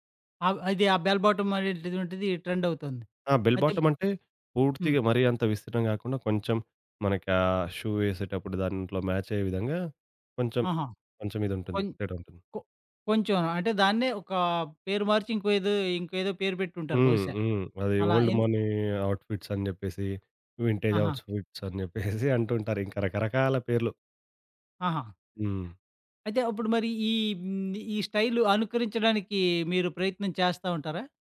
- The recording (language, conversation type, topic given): Telugu, podcast, నీ స్టైల్‌కు ప్రధానంగా ఎవరు ప్రేరణ ఇస్తారు?
- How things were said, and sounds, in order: in English: "ట్రెండ్"; in English: "షూ"; in English: "ఓల్డ్ మనీ ఔట్‌ఫిట్స్"; in English: "వింటేజ్ ఔట్‌ఫిట్స్"; giggle; in English: "స్టైల్"